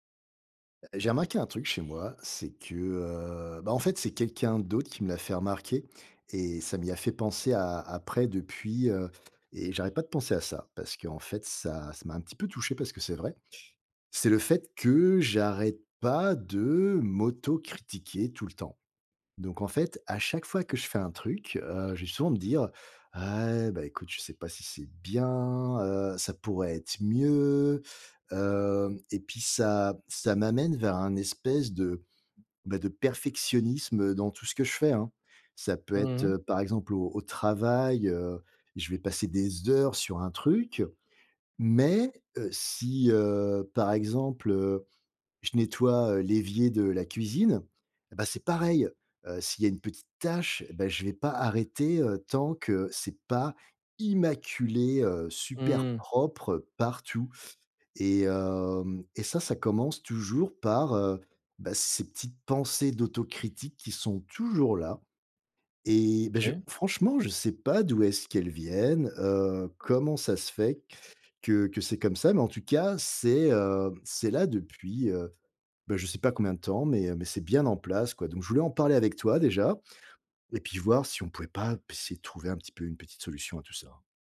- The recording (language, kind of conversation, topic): French, advice, Comment puis-je remettre en question mes pensées autocritiques et arrêter de me critiquer intérieurement si souvent ?
- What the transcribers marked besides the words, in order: stressed: "immaculé"